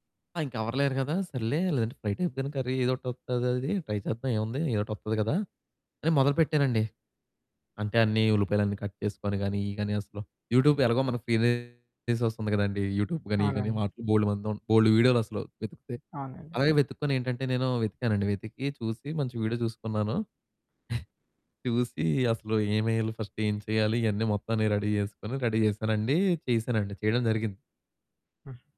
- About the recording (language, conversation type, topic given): Telugu, podcast, మీ చిన్నప్పటి విందులు మీకు ఇప్పటికీ గుర్తున్నాయా?
- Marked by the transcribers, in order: in English: "ఫ్రై టైప్‌గాని"; in English: "ట్రై"; in English: "కట్"; in English: "యూట్యూబ్"; distorted speech; in English: "ఫీ సోర్స్"; in English: "యూట్యూబ్"; in English: "రెడీ"; in English: "రెడీ"